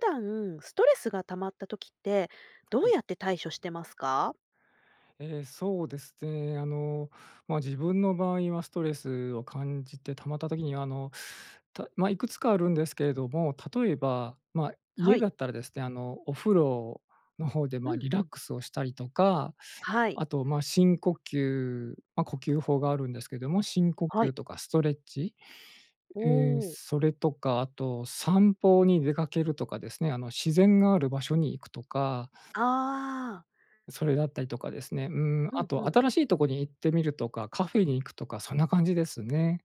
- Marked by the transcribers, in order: tapping
- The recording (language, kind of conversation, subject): Japanese, podcast, ストレスがたまったとき、普段はどのように対処していますか？